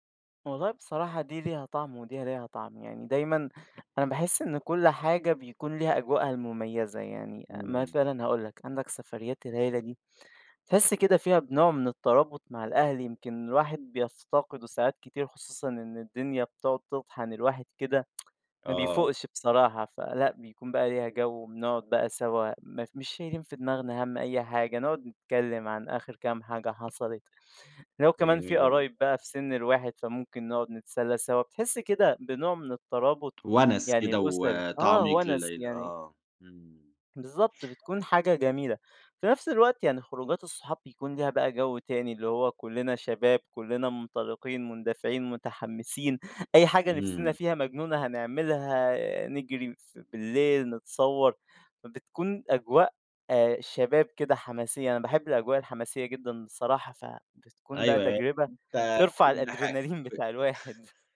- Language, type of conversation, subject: Arabic, podcast, بتحب تسافر لوحدك ولا مع ناس وليه؟
- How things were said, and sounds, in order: tsk; tapping